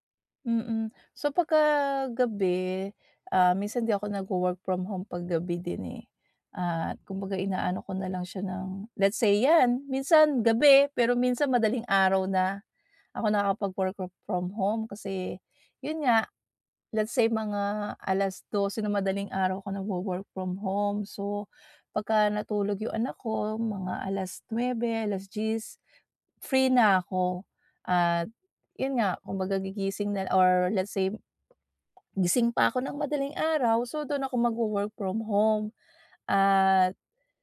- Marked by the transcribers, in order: none
- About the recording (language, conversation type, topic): Filipino, advice, Paano ako makakahanap ng oras para sa mga hilig ko?